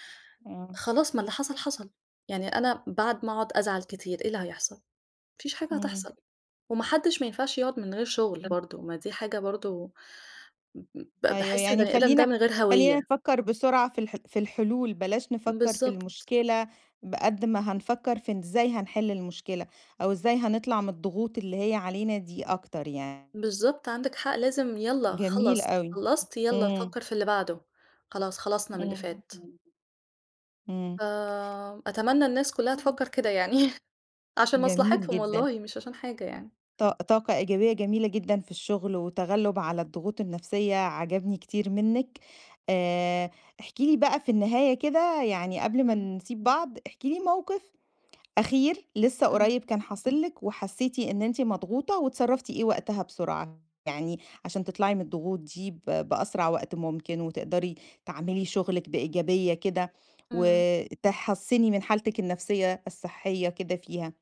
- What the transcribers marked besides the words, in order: tapping; unintelligible speech; other background noise; background speech; chuckle
- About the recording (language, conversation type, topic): Arabic, podcast, إزاي تحافظ على صحتك النفسية في الشغل؟